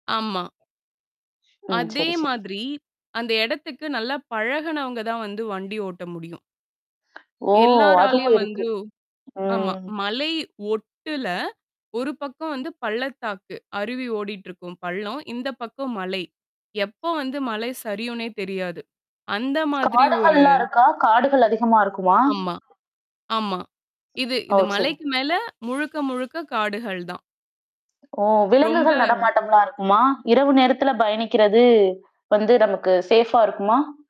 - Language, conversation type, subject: Tamil, podcast, அந்தப் பயணத்தில் உங்களுக்கு மனதில் பதிந்த ஒரு கூரிய நினைவைக் கதைமாதிரி சொல்ல முடியுமா?
- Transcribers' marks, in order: tapping; mechanical hum; distorted speech; static; other background noise; in English: "சேஃபா"